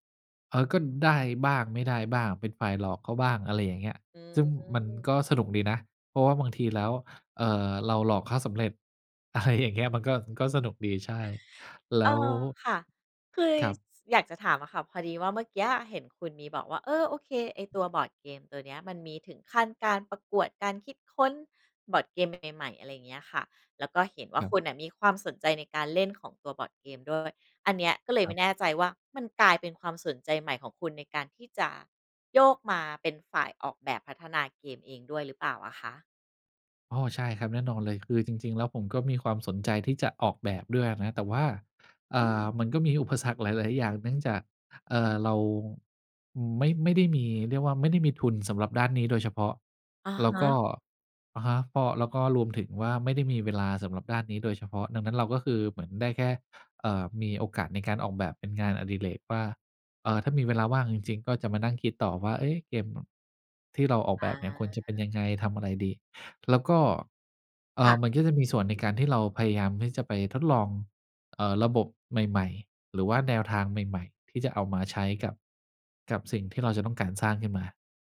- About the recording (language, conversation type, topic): Thai, podcast, ทำอย่างไรถึงจะค้นหาความสนใจใหม่ๆ ได้เมื่อรู้สึกตัน?
- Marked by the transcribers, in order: laughing while speaking: "อะไรอย่างเงี้ย"; "คือ" said as "คึย"; tapping